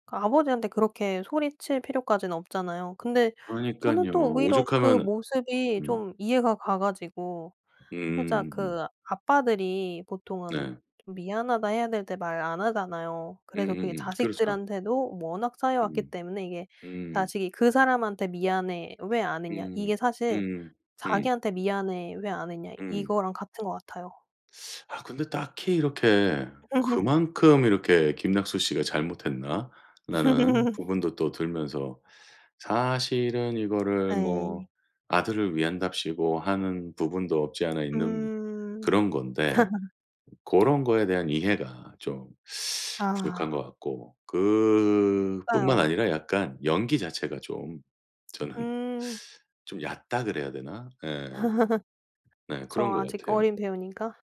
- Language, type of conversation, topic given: Korean, podcast, 요즘 마음에 위로가 되는 영화나 드라마가 있으신가요?
- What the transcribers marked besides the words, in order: other background noise; tapping; teeth sucking; laugh; laugh; laugh; teeth sucking; laugh